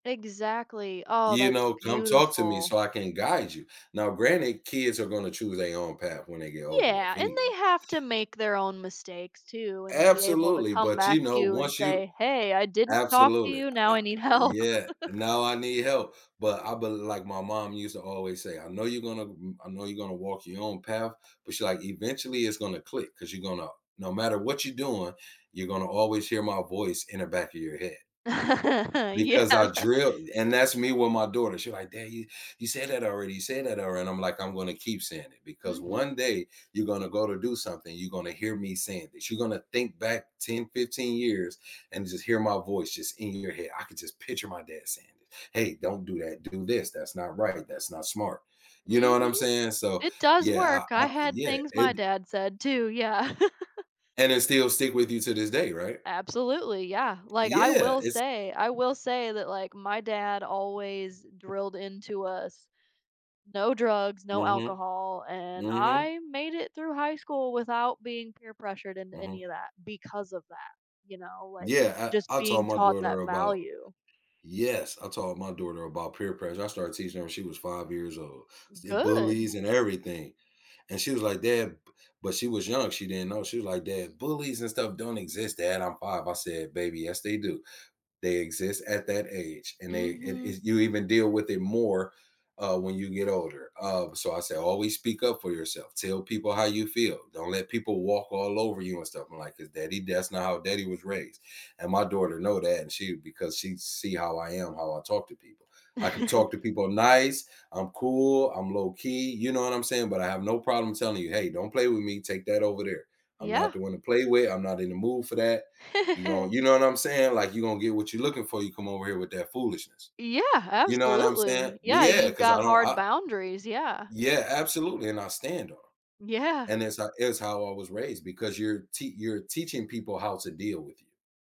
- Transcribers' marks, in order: other background noise; laughing while speaking: "help"; laugh; laugh; laughing while speaking: "Yeah"; tapping; laugh; chuckle; chuckle
- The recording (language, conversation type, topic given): English, unstructured, Why do you think some people struggle with personal responsibility in shared spaces?
- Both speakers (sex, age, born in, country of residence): female, 25-29, United States, United States; male, 40-44, United States, United States